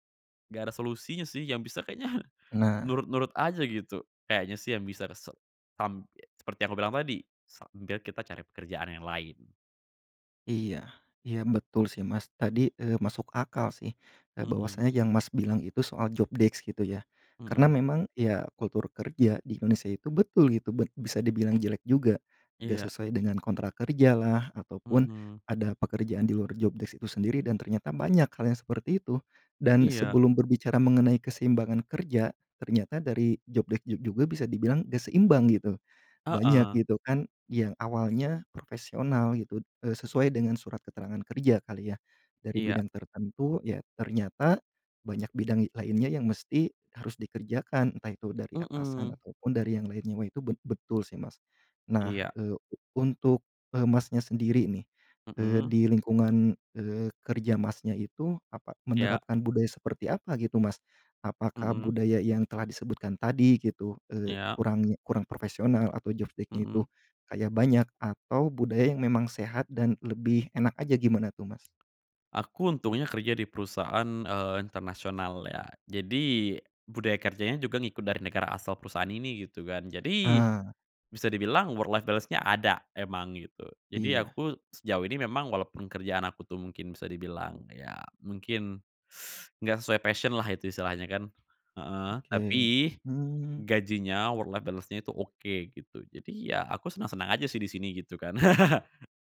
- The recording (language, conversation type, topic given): Indonesian, podcast, Gimana kamu menjaga keseimbangan kerja dan kehidupan pribadi?
- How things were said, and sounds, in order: in English: "job deks"; "desk" said as "deks"; "Indonesia" said as "inonesa"; in English: "job desk"; other background noise; in English: "job dek"; "desk" said as "dek"; in English: "jof deknya"; "job" said as "jof"; "desk-nya" said as "deknya"; tapping; in English: "work life balance-nya"; teeth sucking; in English: "passion-lah"; in English: "work life balance-nya"; laugh